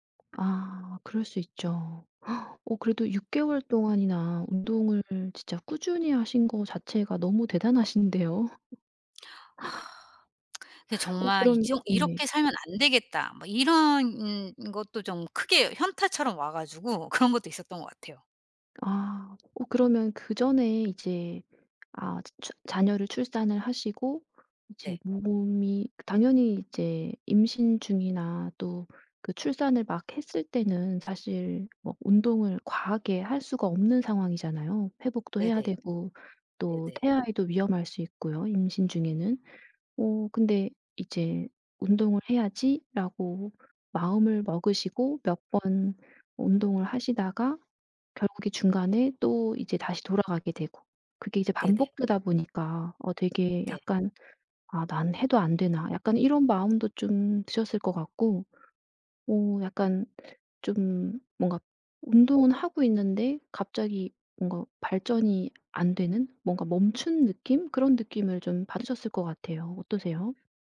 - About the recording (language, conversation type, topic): Korean, advice, 운동 성과 정체기를 어떻게 극복할 수 있을까요?
- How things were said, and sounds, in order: tapping; gasp; sigh; tsk; other background noise; laughing while speaking: "그런"